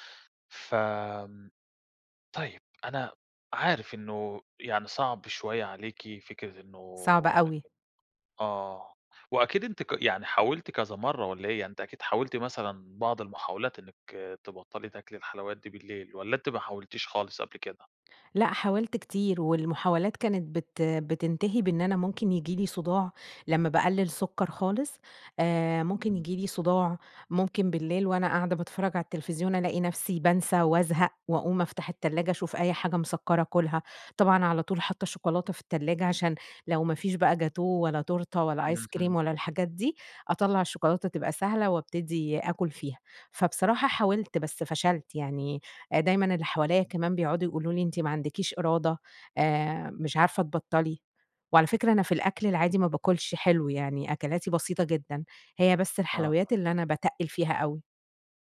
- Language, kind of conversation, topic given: Arabic, advice, ليه بتحسّي برغبة قوية في الحلويات بالليل وبيكون صعب عليكي تقاوميها؟
- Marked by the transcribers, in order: none